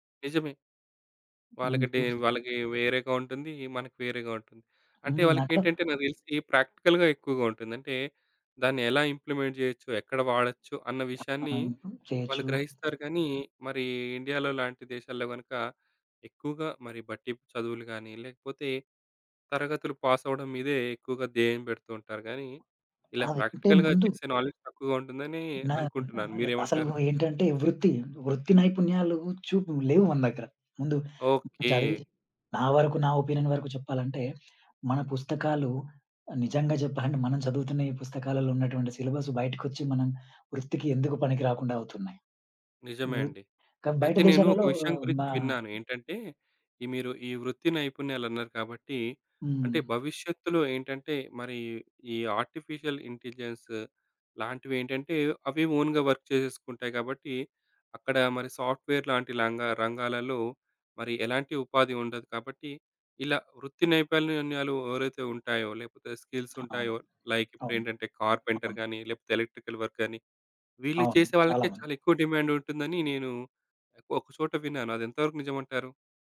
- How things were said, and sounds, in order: in English: "డే"; tapping; other background noise; in English: "ప్రాక్టికల్‌గా"; in English: "ఇంప్లిమెంట్"; in English: "ఇంప్రూవ్"; in English: "ఇండియాలో"; in English: "ప్రాక్టికల్‌గా"; in English: "నాలెడ్జ్"; in English: "ఒపీనియన్"; in English: "ఆర్టిఫిషియల్ ఇంటెలిజెన్స్"; in English: "ఓన్‌గా వర్క్"; in English: "సాఫ్ట్‌వేర్"; in English: "లైక్"; in English: "కార్పెంటర్"; in English: "ఎలక్ట్రికల్"
- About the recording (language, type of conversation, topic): Telugu, podcast, నేటి యువతలో ఆచారాలు మారుతున్నాయా? మీ అనుభవం ఏంటి?